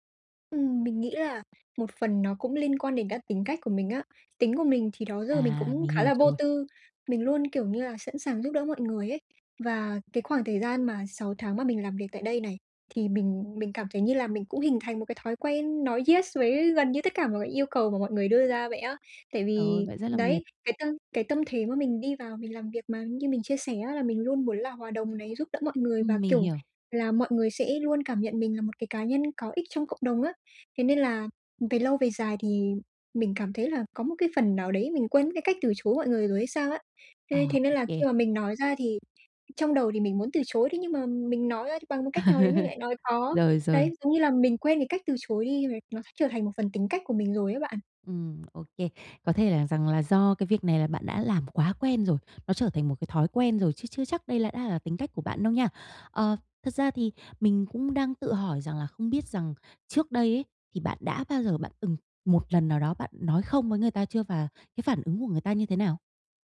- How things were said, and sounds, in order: tapping; in English: "yes"; laugh
- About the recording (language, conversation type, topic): Vietnamese, advice, Làm sao để nói “không” mà không hối tiếc?